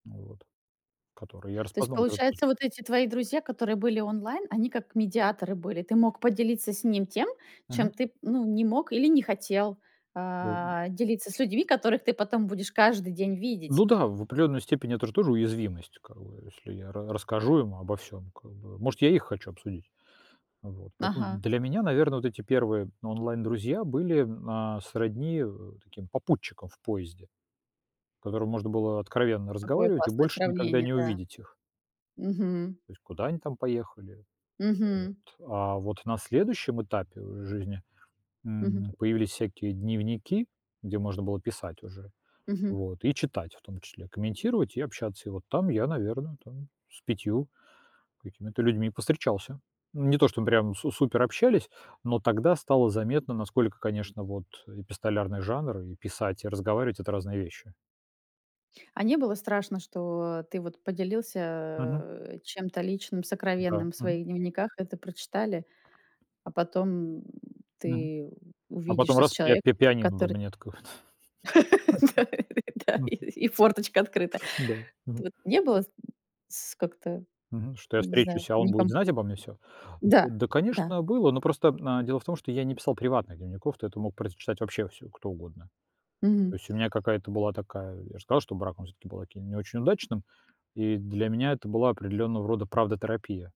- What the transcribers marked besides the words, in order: tapping; other background noise; laugh; laughing while speaking: "Да и да"; laugh
- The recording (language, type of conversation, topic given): Russian, podcast, В чём ты видишь разницу между друзьями онлайн и друзьями вживую?